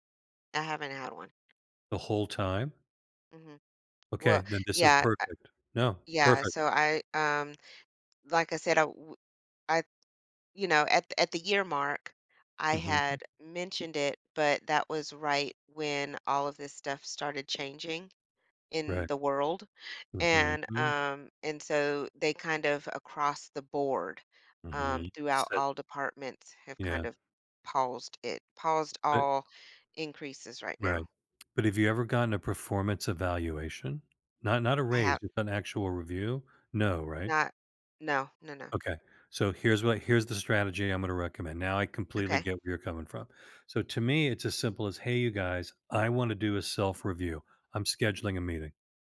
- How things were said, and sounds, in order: tapping; other background noise; other noise
- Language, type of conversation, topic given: English, advice, How do I start a difficult conversation with a coworker while staying calm and professional?